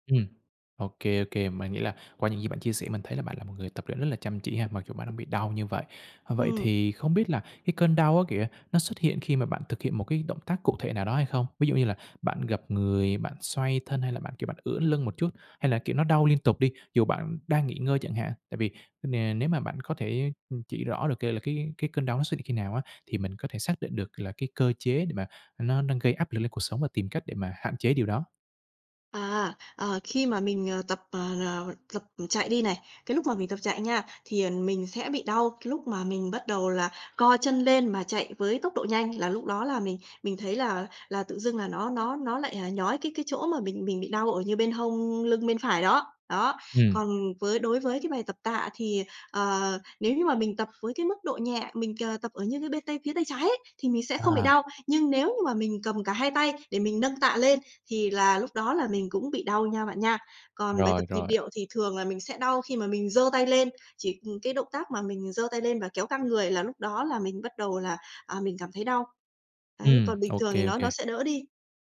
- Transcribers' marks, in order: tapping
- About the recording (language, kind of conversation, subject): Vietnamese, advice, Tôi bị đau lưng khi tập thể dục và lo sẽ làm nặng hơn, tôi nên làm gì?